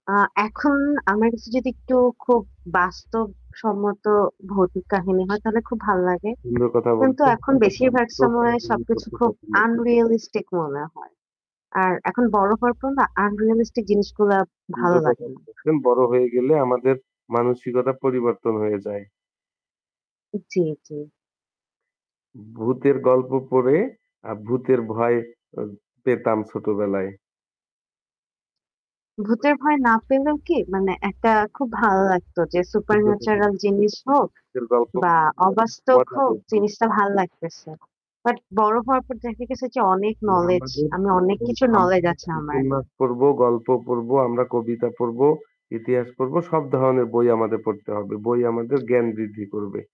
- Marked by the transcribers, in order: static; other background noise; unintelligible speech; distorted speech; unintelligible speech
- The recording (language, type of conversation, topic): Bengali, unstructured, আপনি কোন ধরনের বই পড়তে সবচেয়ে বেশি পছন্দ করেন?